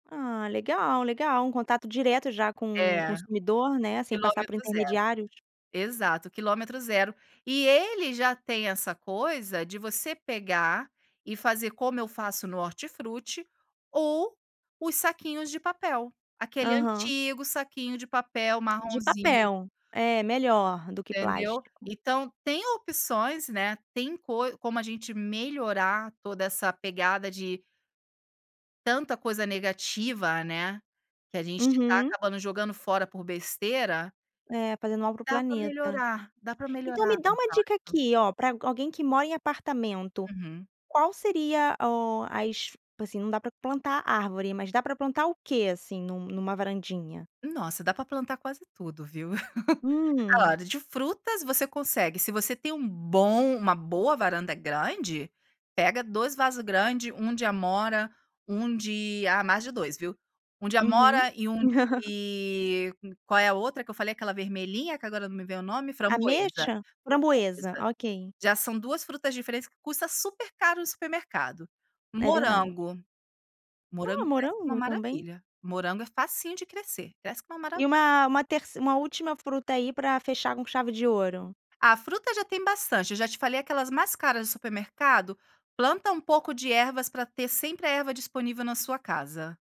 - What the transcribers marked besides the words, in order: tapping; chuckle; chuckle
- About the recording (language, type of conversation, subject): Portuguese, podcast, Como cultivar alimentos simples em casa muda sua relação com o planeta?